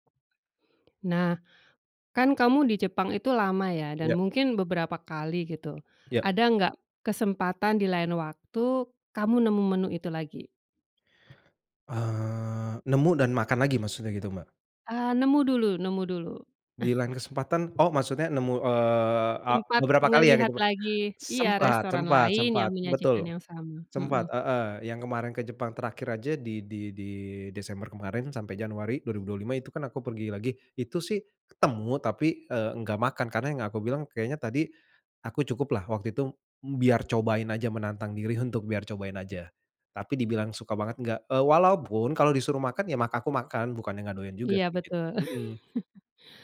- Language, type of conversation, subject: Indonesian, podcast, Apa makanan lokal yang paling berkesan bagi kamu saat bepergian?
- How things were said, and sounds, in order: tapping; cough; chuckle